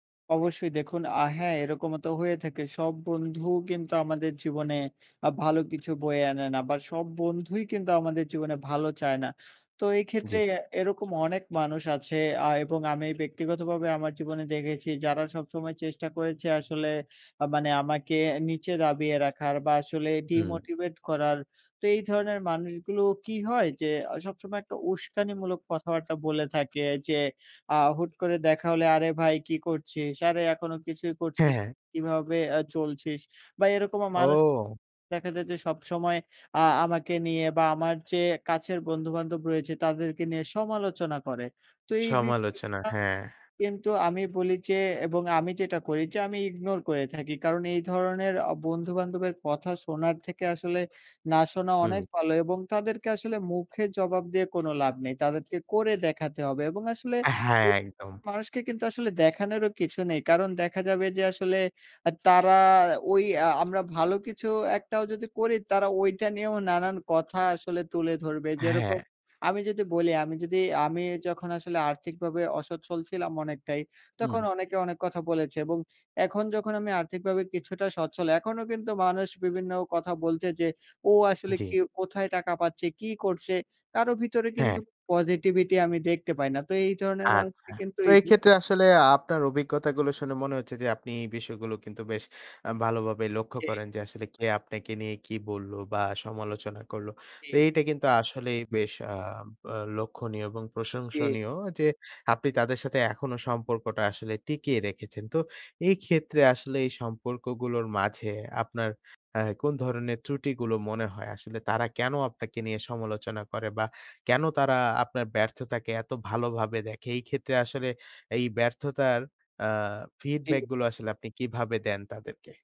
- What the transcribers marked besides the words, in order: in English: "ডিমোটিভেট"; in English: "ইগনোর"; unintelligible speech
- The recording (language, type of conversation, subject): Bengali, podcast, তুমি কীভাবে ব্যর্থতা থেকে ফিরে আসো?